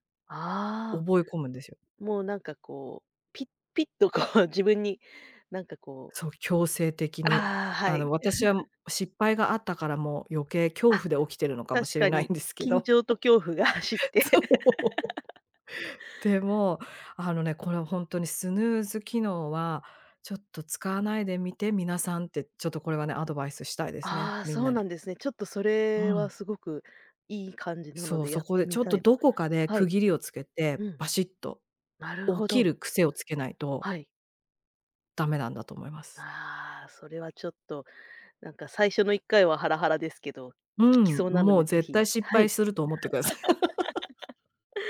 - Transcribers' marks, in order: laughing while speaking: "こう"; chuckle; laughing while speaking: "しれないんですけど。そう"; laugh; laugh
- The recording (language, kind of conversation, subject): Japanese, podcast, 朝起きて最初に何をしますか？